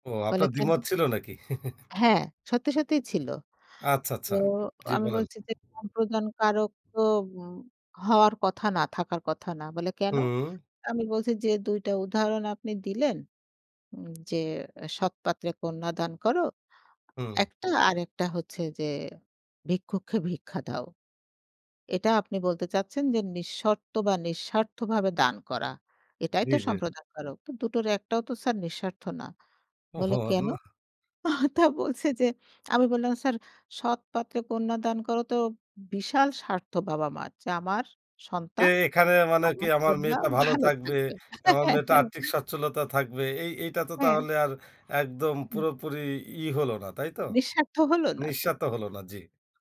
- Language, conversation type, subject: Bengali, podcast, আপনার কোনো শিক্ষকের সঙ্গে কি এমন কোনো স্মরণীয় মুহূর্ত আছে, যা আপনি বর্ণনা করতে চান?
- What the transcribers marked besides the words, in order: chuckle; tapping; laughing while speaking: "তা বলছে যে"; lip smack; laugh